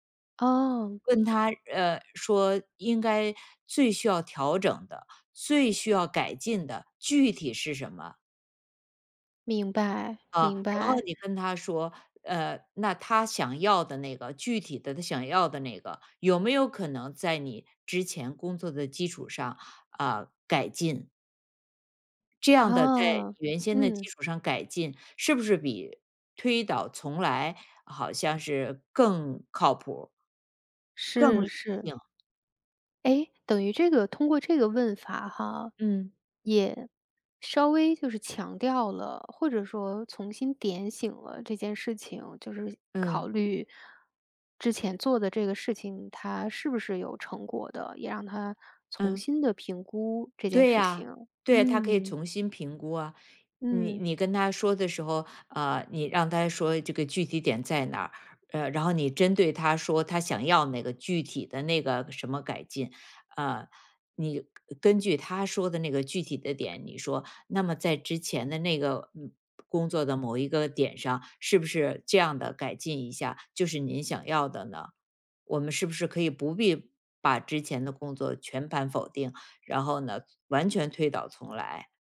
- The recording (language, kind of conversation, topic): Chinese, advice, 接到批评后我该怎么回应？
- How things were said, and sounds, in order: none